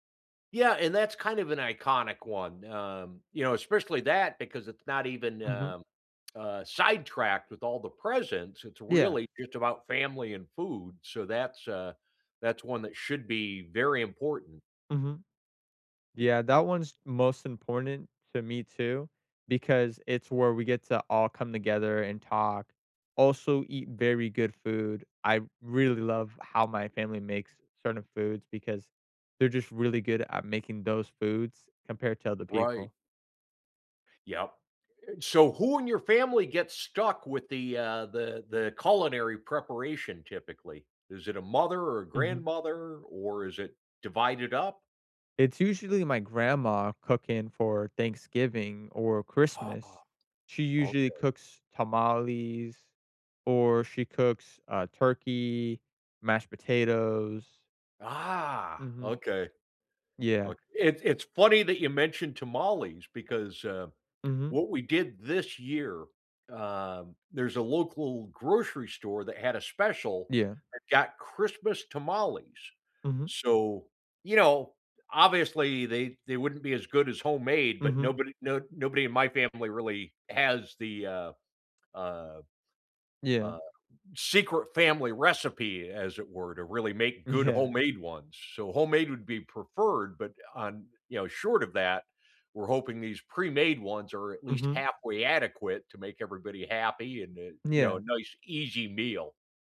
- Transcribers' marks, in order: tsk; laughing while speaking: "Yeah"
- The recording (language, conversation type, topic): English, unstructured, What cultural tradition do you look forward to each year?
- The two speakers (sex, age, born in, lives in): male, 20-24, United States, United States; male, 55-59, United States, United States